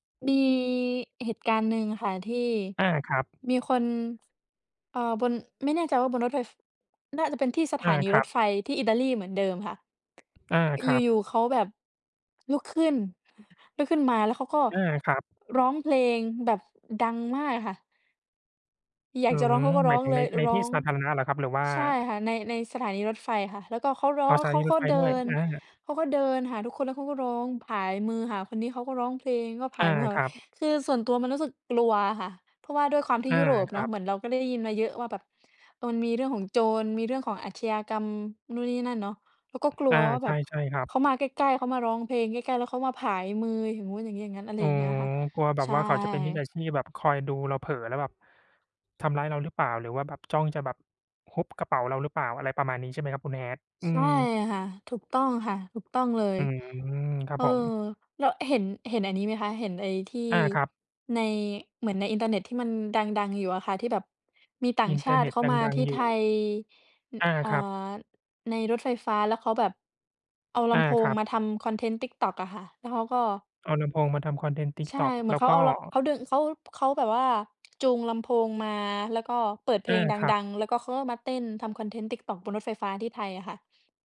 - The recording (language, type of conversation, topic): Thai, unstructured, ทำไมบางคนถึงโกรธหรือรำคาญเมื่อเห็นคนอื่นเล่นเกมมือถือในที่สาธารณะ?
- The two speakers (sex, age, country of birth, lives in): female, 20-24, Thailand, Belgium; male, 35-39, Thailand, Thailand
- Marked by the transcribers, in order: tapping; other background noise